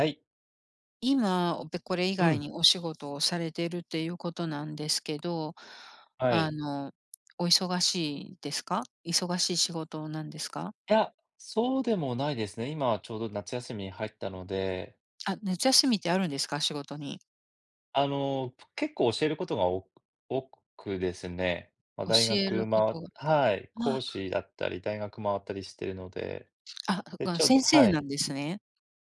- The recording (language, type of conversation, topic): Japanese, unstructured, 仕事中に経験した、嬉しいサプライズは何ですか？
- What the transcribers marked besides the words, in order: other background noise